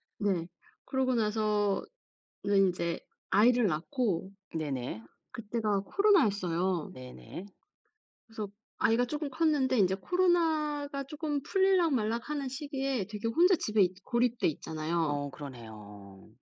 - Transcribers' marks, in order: none
- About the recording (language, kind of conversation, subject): Korean, podcast, 새로운 도시로 이사했을 때 사람들은 어떻게 만나나요?